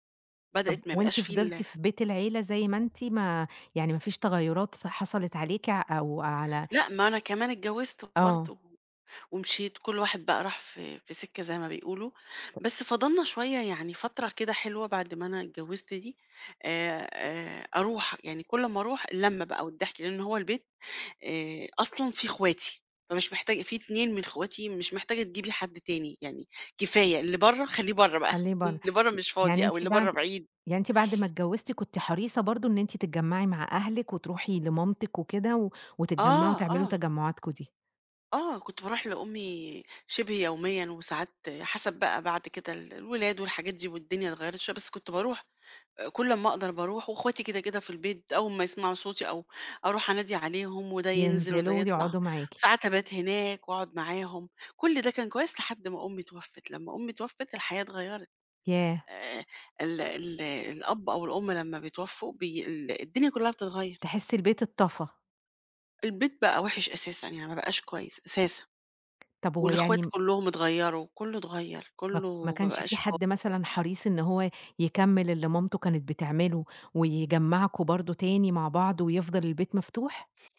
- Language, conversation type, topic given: Arabic, podcast, إزاي اتغيّرت علاقتك بأهلك مع مرور السنين؟
- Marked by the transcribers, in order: other background noise; tapping; unintelligible speech; chuckle; sniff